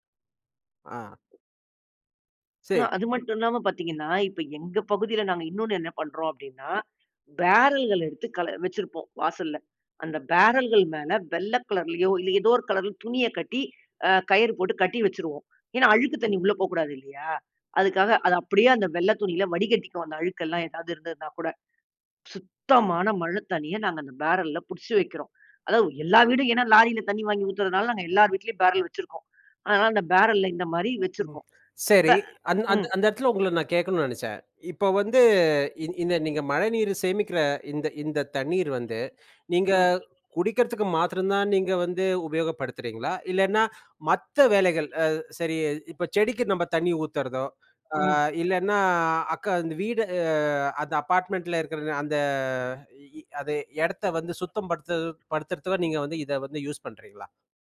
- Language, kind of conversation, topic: Tamil, podcast, வீட்டில் மழைநீர் சேமிப்பை எளிய முறையில் எப்படி செய்யலாம்?
- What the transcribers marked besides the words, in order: other background noise; in English: "பேரல்"; drawn out: "வீடு"; "படுத்து-" said as "படுத்துறத்து"